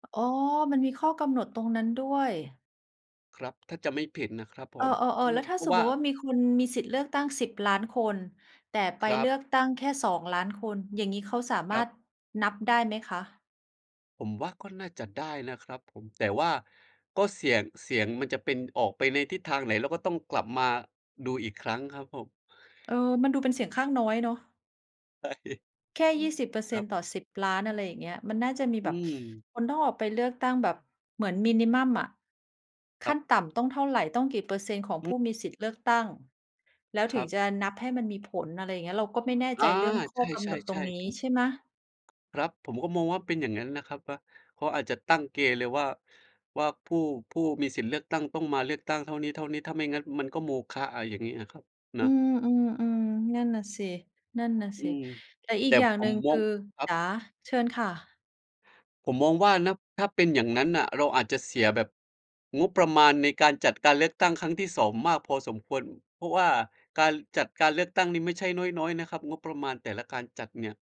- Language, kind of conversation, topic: Thai, unstructured, คุณคิดว่าการเลือกตั้งมีความสำคัญแค่ไหนต่อประเทศ?
- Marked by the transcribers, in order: tapping; laughing while speaking: "ใช่"; in English: "มินิมัม"